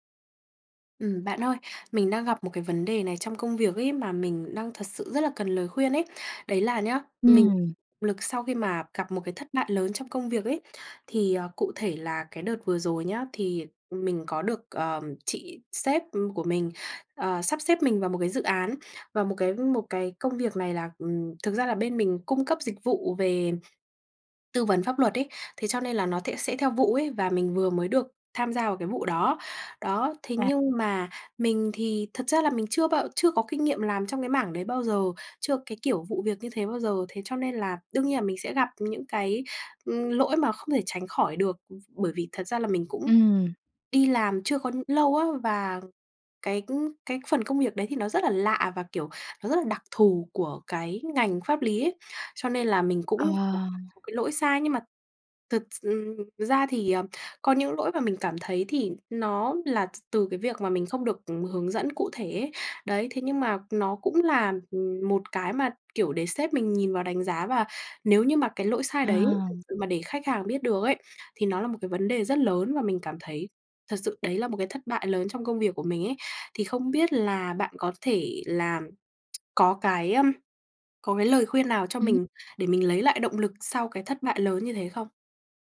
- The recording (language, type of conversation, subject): Vietnamese, advice, Làm thế nào để lấy lại động lực sau một thất bại lớn trong công việc?
- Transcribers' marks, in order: tapping; other background noise